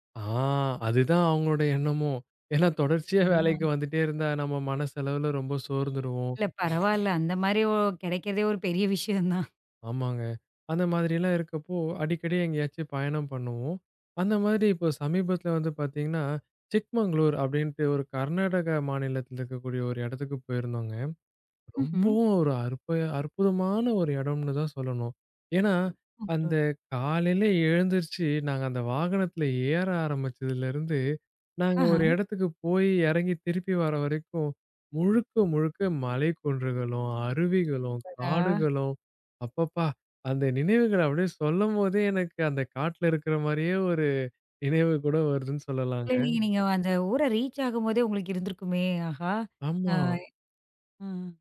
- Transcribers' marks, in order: drawn out: "ஆ"; laughing while speaking: "ஏன்னா, தொடர்ச்சியா வேலைக்கு"; other street noise; other background noise; laughing while speaking: "விஷயம் தான்"; tapping; unintelligible speech; surprised: "ஏனென்றால் அந்தக் காலையில் எழுந்திருந்து நாங்கள் … வருகிறது என்று சொல்லலாங்க"; other noise; unintelligible speech; in another language: "ரீச்"
- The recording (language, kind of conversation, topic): Tamil, podcast, இயற்கையில் நேரம் செலவிடுவது உங்கள் மனநலத்திற்கு எப்படி உதவுகிறது?